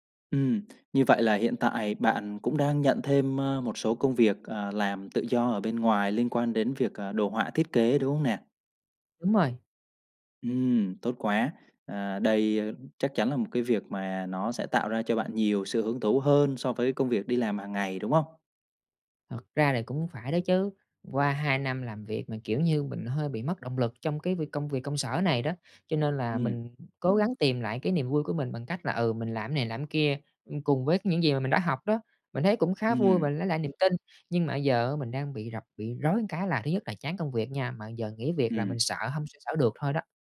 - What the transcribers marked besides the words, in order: tapping; other background noise; "một" said as "ừn"
- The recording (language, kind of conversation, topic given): Vietnamese, advice, Bạn đang chán nản điều gì ở công việc hiện tại, và bạn muốn một công việc “có ý nghĩa” theo cách nào?